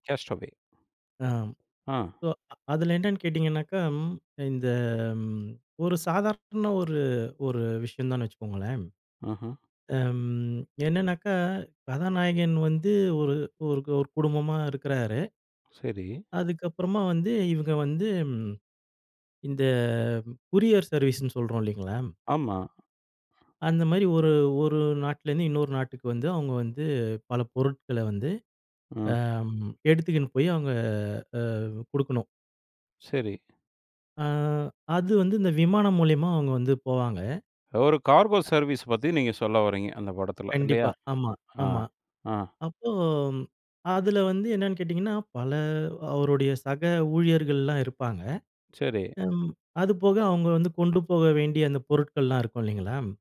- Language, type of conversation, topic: Tamil, podcast, ஒரு திரைப்படம் உங்களின் கவனத்தை ஈர்த்ததற்கு காரணம் என்ன?
- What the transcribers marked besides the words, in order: other background noise; drawn out: "இந்த"; in English: "கூரியர் சர்வீஸ்ன்னு"; "கொரியர்" said as "கூரியர்"; drawn out: "அவங்க"; drawn out: "அ"; in English: "கார்கோ சர்வீஸ்"